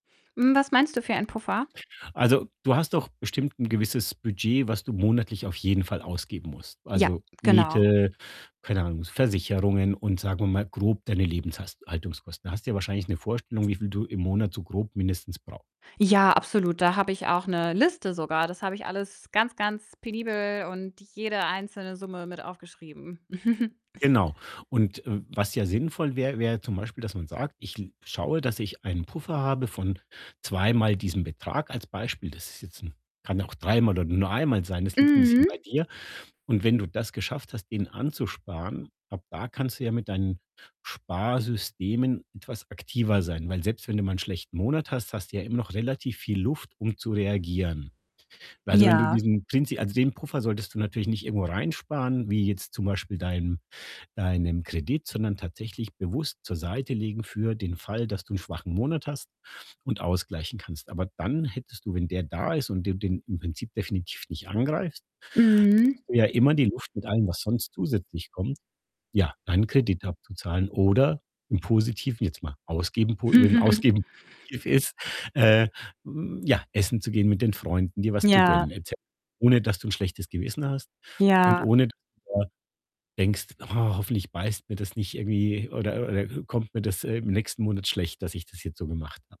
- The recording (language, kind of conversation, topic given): German, advice, Warum verliere ich bei langfristigen Zielen die Motivation, und was kann ich dagegen tun?
- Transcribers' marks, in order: distorted speech; other background noise; chuckle; tapping; chuckle; unintelligible speech